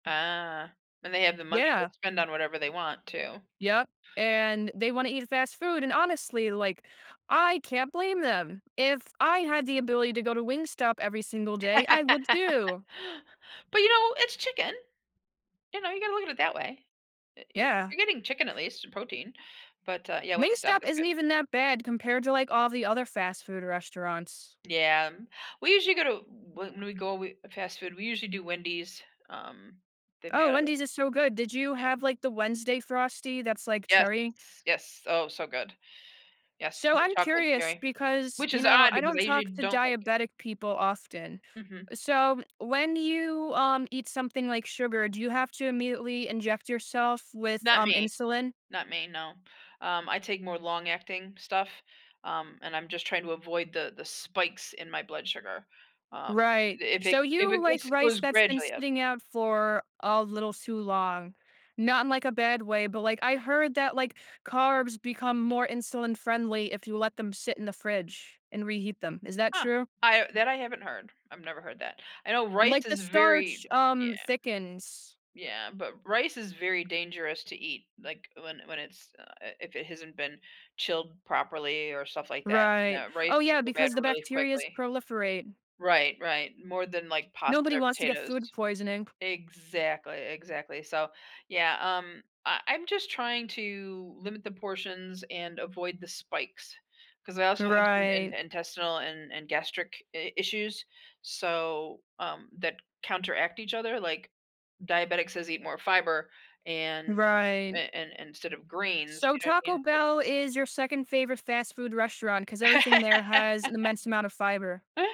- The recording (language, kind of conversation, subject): English, unstructured, How do you handle a food you dislike when everyone else at the table loves it?
- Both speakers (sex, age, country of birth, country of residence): female, 60-64, United States, United States; other, 20-24, United States, United States
- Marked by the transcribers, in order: other background noise; tapping; laugh; laugh